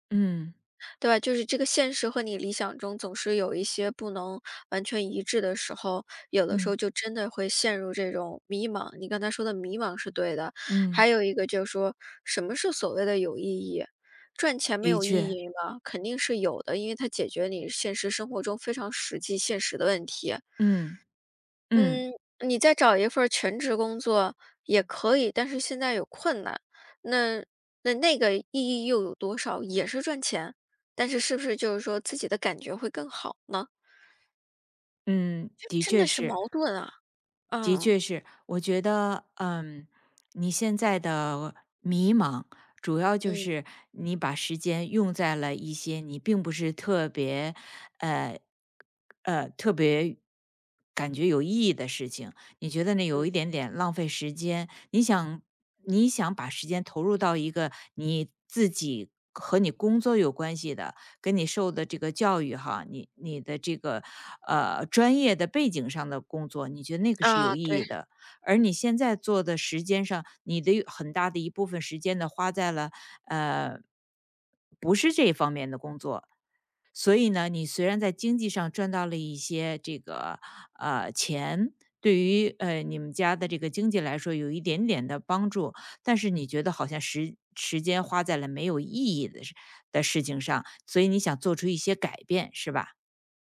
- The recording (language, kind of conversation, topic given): Chinese, advice, 我怎样才能把更多时间投入到更有意义的事情上？
- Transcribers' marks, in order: other background noise